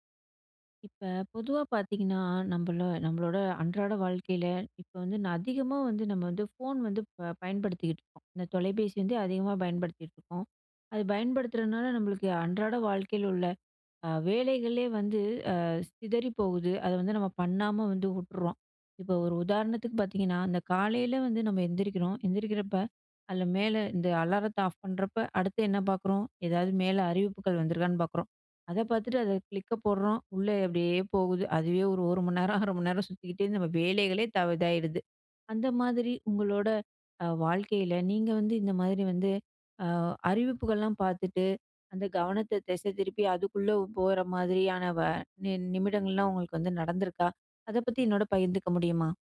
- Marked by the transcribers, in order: other background noise
- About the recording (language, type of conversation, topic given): Tamil, podcast, கைபேசி அறிவிப்புகள் நமது கவனத்தைச் சிதறவைக்கிறதா?